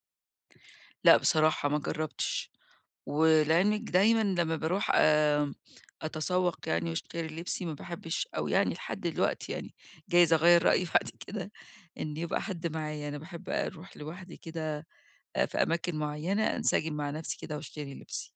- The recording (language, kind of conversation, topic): Arabic, advice, إزاي ألاقي ستايل لبس يناسبني ويخلّيني واثق في نفسي في اليوم العادي والمناسبات؟
- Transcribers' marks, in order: laughing while speaking: "رأيي بعد كده"